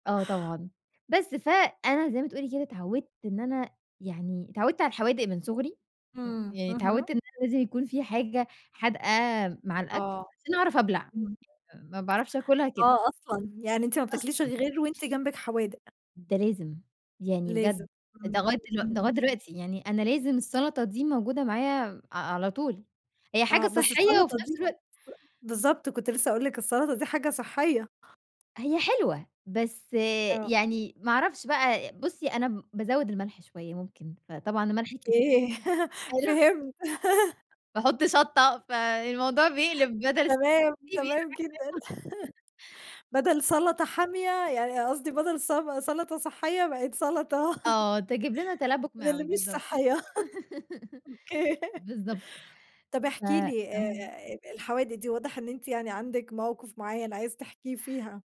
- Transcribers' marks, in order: tapping; laugh; unintelligible speech; laugh; unintelligible speech; chuckle; laugh; unintelligible speech; laugh; laugh; laughing while speaking: "أوكي"; laugh
- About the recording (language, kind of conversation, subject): Arabic, podcast, إيه أكتر أكلة من زمان بتفكّرك بذكرى لحد دلوقتي؟